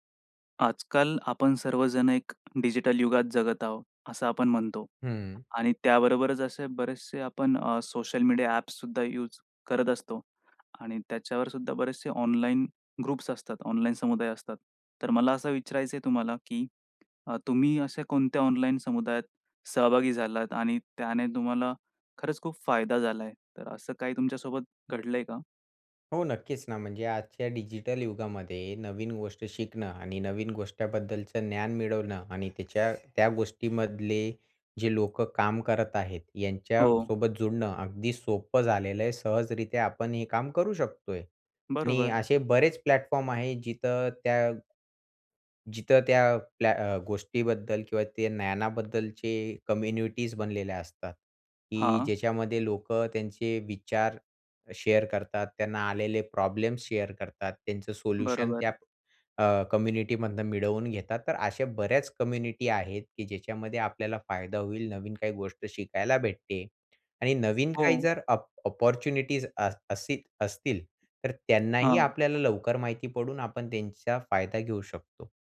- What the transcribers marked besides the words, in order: other noise; tapping; in English: "ग्रुप्स"; other background noise; in English: "प्लॅटफॉर्म"; in English: "कम्युनिटीज"; in English: "शेअर"; in English: "शेअर"; in English: "कम्युनिटीमधनं"; in English: "कम्युनिटी"; in English: "अपॉर्च्युनिटीज"
- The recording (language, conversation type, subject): Marathi, podcast, ऑनलाइन समुदायामुळे तुमच्या शिक्षणाला कोणते फायदे झाले?